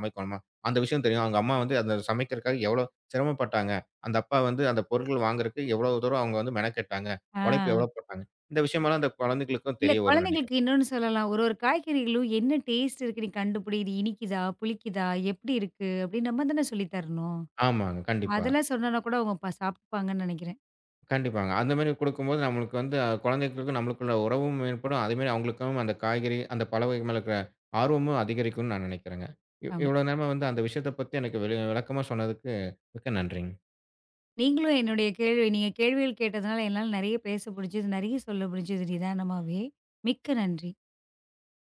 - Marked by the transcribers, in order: none
- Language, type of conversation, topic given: Tamil, podcast, நிதானமாக சாப்பிடுவதால் கிடைக்கும் மெய்நுணர்வு நன்மைகள் என்ன?